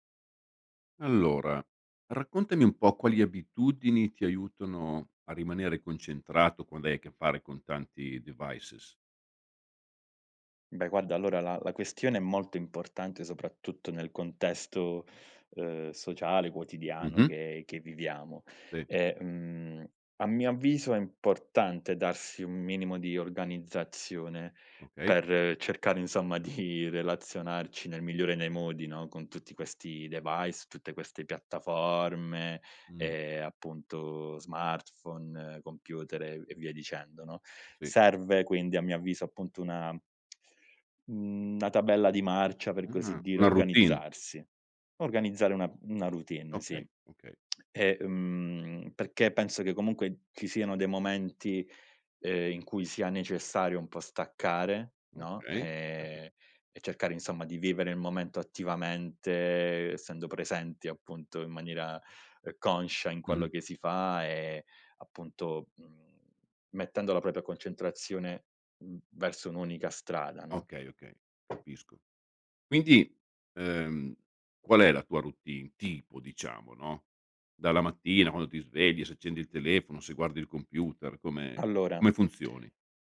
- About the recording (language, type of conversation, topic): Italian, podcast, Quali abitudini aiutano a restare concentrati quando si usano molti dispositivi?
- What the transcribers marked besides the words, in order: in English: "devices"; laughing while speaking: "di"; in English: "device"; lip smack; tongue click; other background noise; "propria" said as "propia"; tapping